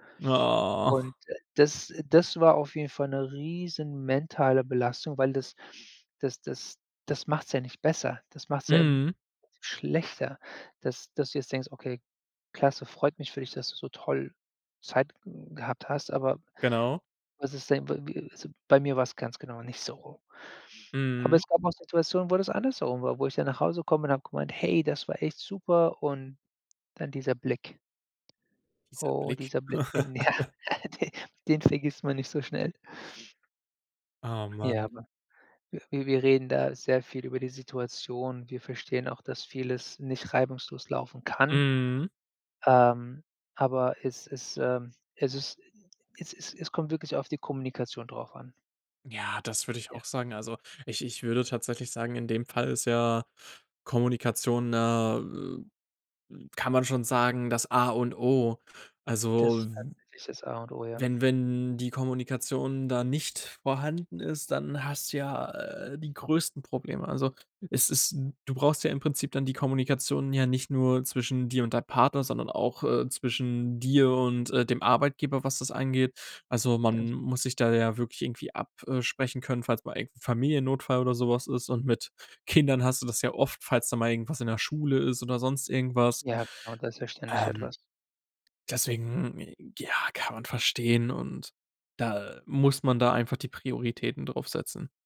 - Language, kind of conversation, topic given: German, podcast, Wie teilt ihr Elternzeit und Arbeit gerecht auf?
- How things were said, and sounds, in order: put-on voice: "Oh"; laughing while speaking: "ja"; chuckle